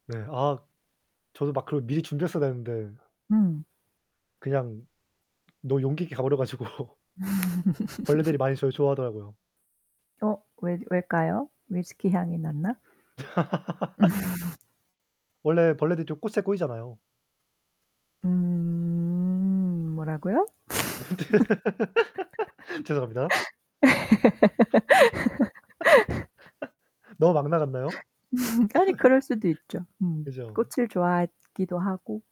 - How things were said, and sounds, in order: static; other background noise; laughing while speaking: "가지고"; laugh; laugh; drawn out: "음"; laugh; laugh; laugh
- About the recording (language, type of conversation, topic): Korean, unstructured, 취미 활동을 하면서 새로운 친구를 사귄 경험이 있으신가요?